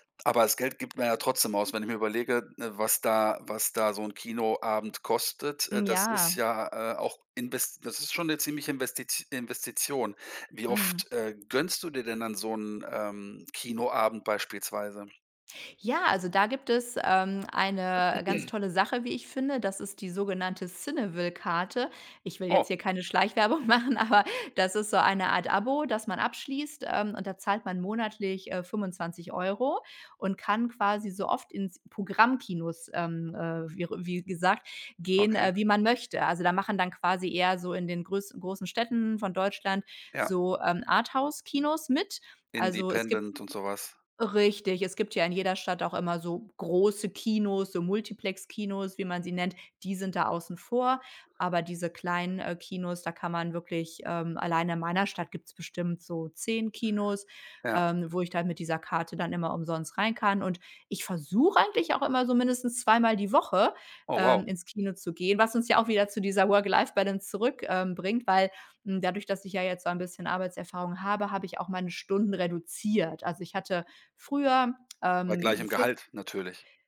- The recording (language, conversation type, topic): German, podcast, Wie findest du in deinem Job eine gute Balance zwischen Arbeit und Privatleben?
- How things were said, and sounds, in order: throat clearing; laughing while speaking: "machen, aber"; in English: "Independent"